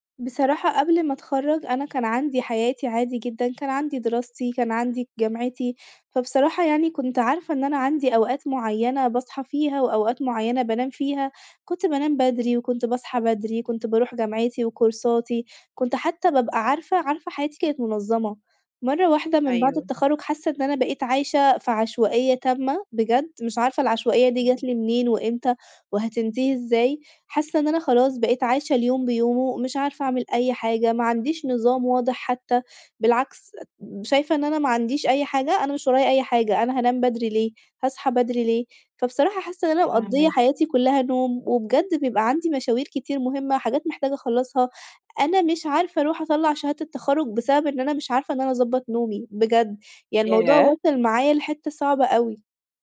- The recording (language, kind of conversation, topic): Arabic, advice, ازاي اقدر انام كويس واثبت على ميعاد نوم منتظم؟
- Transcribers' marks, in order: tapping; in English: "وكورساتي"